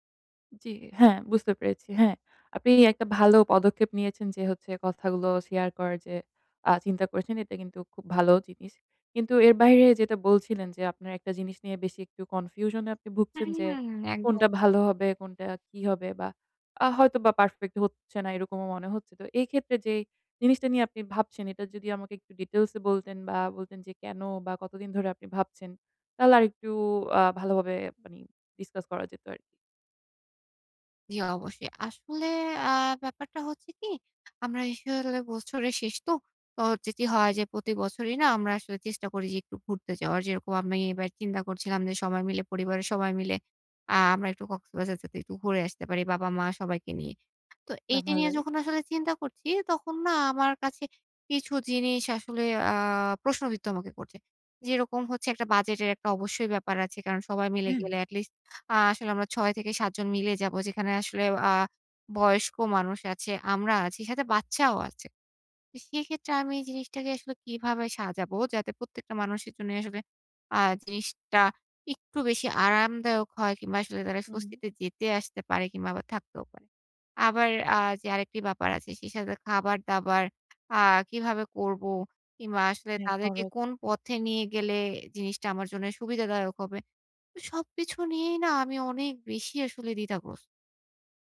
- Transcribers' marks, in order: tapping; in English: "discuss"; "আসলে" said as "এসলে"; "একটু" said as "ইকটু"
- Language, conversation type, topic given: Bengali, advice, ভ্রমণের জন্য কীভাবে বাস্তবসম্মত বাজেট পরিকল্পনা করে সাশ্রয় করতে পারি?